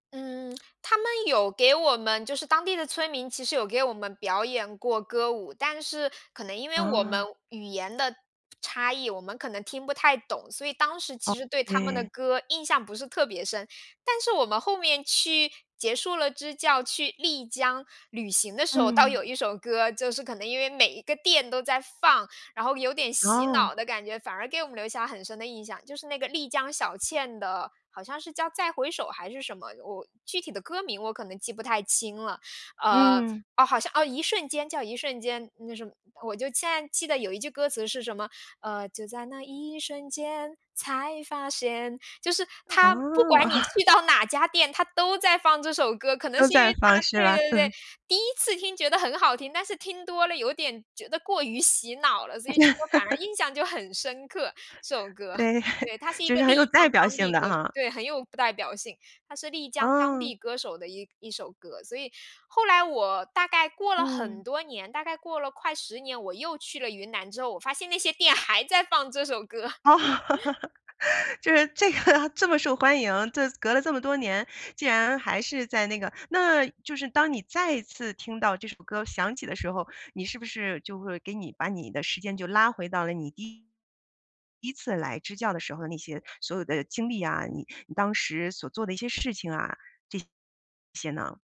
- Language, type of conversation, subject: Chinese, podcast, 有没有那么一首歌，一听就把你带回过去？
- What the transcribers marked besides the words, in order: other background noise; laughing while speaking: "倒有"; singing: "就在那一瞬间，才发现"; other noise; laugh; laugh; laughing while speaking: "对"; laughing while speaking: "还在放这首歌"; laughing while speaking: "哦"; laugh; laughing while speaking: "这个 它"